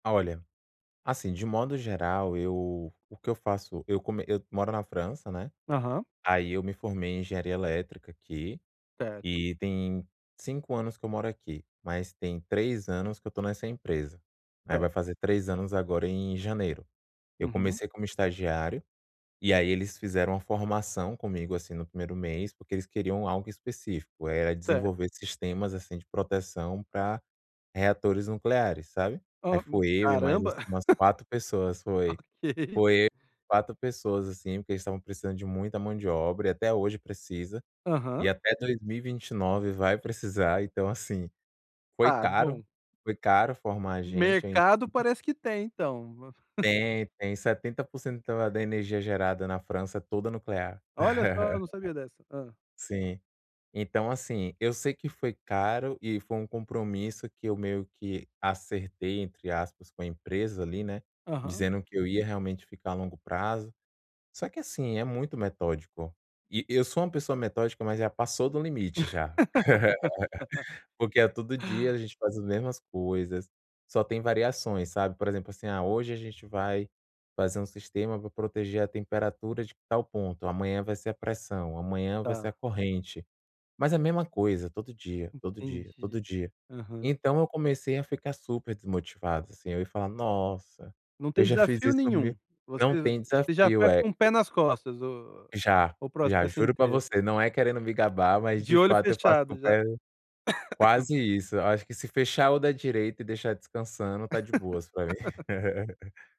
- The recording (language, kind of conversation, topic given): Portuguese, advice, Como posso encontrar motivação no meu trabalho diário?
- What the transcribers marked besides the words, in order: laugh; laughing while speaking: "Ok"; laugh; laugh; laugh; cough; laugh